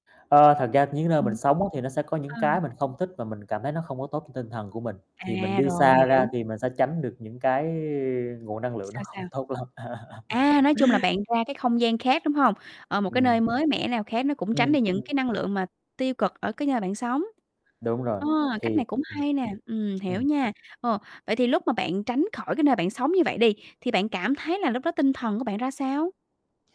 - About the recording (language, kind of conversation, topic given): Vietnamese, podcast, Làm sao để giữ động lực học tập lâu dài một cách thực tế?
- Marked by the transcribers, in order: static; tapping; laugh; other background noise